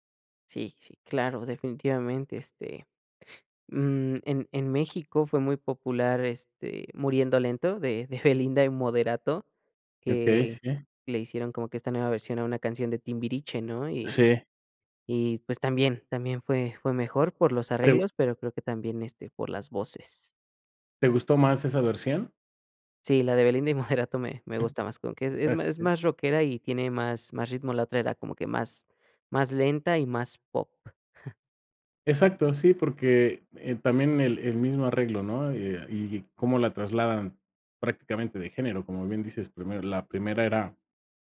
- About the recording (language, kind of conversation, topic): Spanish, podcast, ¿Te gustan más los remakes o las historias originales?
- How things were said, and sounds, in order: laughing while speaking: "de"; laughing while speaking: "Moderato"; tapping; unintelligible speech; giggle